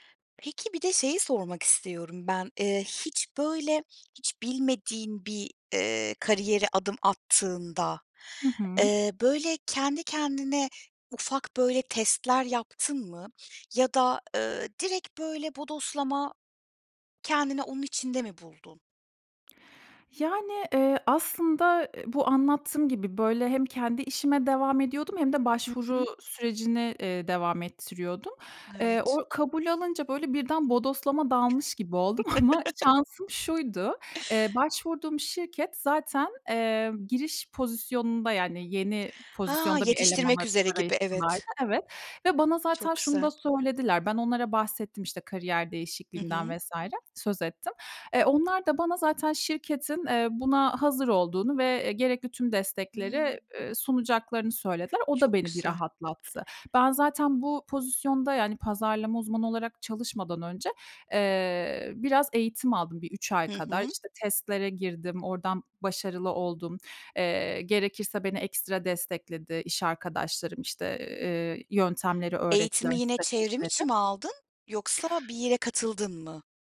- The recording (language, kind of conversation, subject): Turkish, podcast, Kariyer değişikliğine karar verirken nelere dikkat edersin?
- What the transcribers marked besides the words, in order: other background noise; tapping; chuckle; unintelligible speech